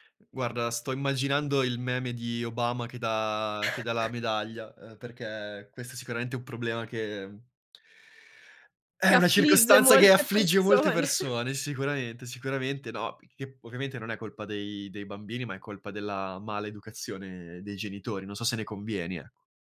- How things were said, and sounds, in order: drawn out: "dà"; chuckle; laughing while speaking: "persone"
- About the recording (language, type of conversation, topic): Italian, advice, Come posso gestire l’ansia e gli imprevisti quando viaggio o sono in vacanza?